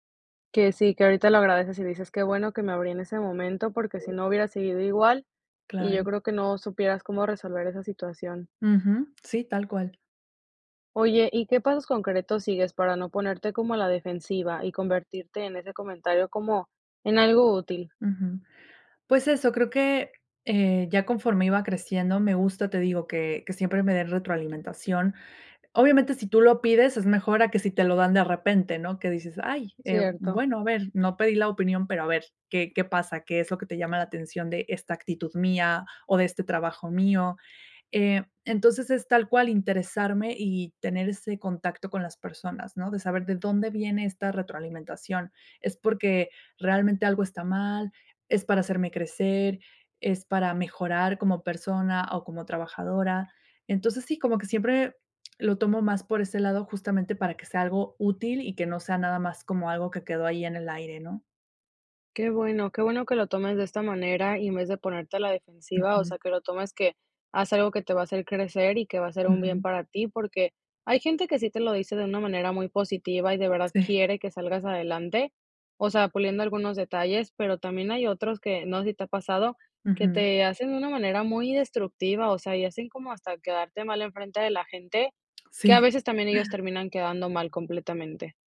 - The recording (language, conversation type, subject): Spanish, podcast, ¿Cómo manejas la retroalimentación difícil sin tomártela personal?
- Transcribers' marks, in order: tapping; chuckle